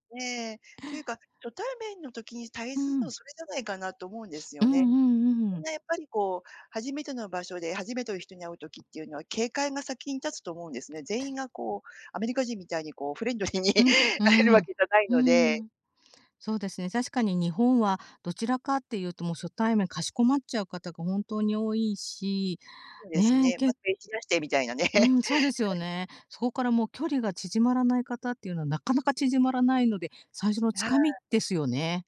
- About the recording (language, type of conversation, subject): Japanese, podcast, 初対面で相手との距離を自然に縮める話し方はありますか？
- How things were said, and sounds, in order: tapping; other background noise; chuckle; laughing while speaking: "ね"; unintelligible speech